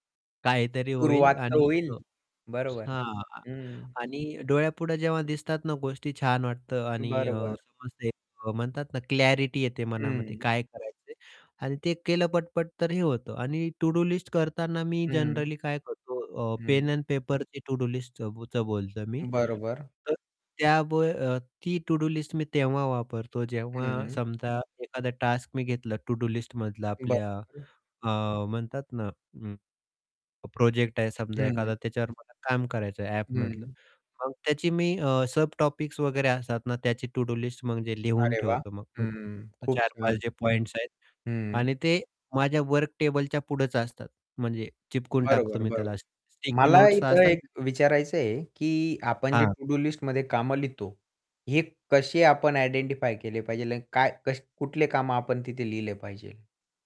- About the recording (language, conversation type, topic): Marathi, podcast, तू रोजच्या कामांची यादी कशी बनवतोस?
- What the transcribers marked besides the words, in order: static; other background noise; distorted speech; in English: "टू-डू लिस्ट"; in English: "जनरली"; in English: "टू-डू लिस्टचं"; in English: "टू-डू लिस्ट"; in English: "टू-डू लिस्टमधला"; tapping; in English: "सब टॉपिक्स"; in English: "टू-डू लिस्ट"; in English: "स्टिकी नोट्स"; in English: "टू-डू लिस्टमध्ये"; in English: "आयडेंटिफाय"; "पाहिजे" said as "पाहिजेल"; "पाहिजे" said as "पाहिजेल"